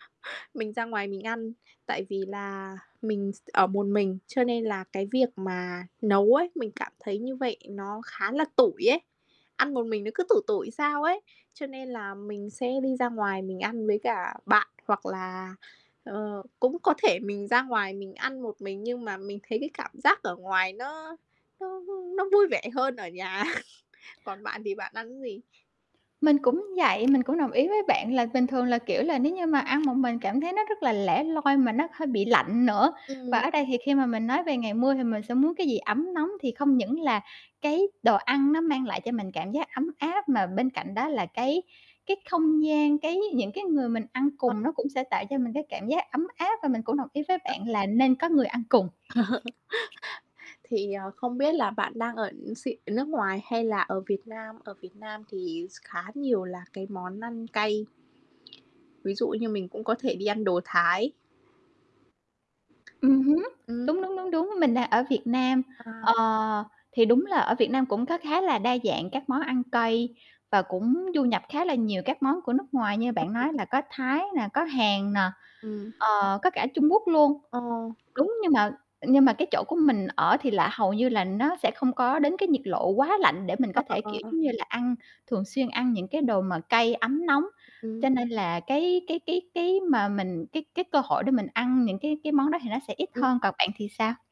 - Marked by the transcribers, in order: tapping; chuckle; other background noise; static; distorted speech; unintelligible speech; chuckle
- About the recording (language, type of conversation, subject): Vietnamese, unstructured, Bữa ăn nào sẽ là hoàn hảo nhất cho một ngày mưa?
- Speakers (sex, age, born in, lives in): female, 20-24, Vietnam, Vietnam; female, 30-34, Vietnam, Vietnam